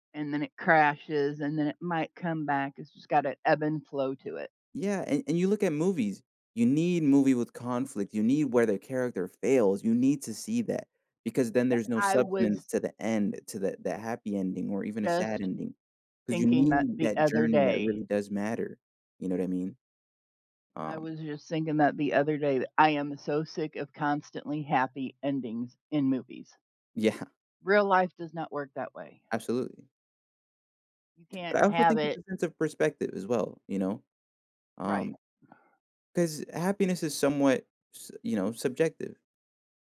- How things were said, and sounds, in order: background speech; laughing while speaking: "Yeah"; other background noise
- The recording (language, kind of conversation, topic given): English, unstructured, How does creativity shape your personal and professional aspirations?
- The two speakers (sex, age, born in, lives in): female, 50-54, United States, United States; male, 20-24, Puerto Rico, United States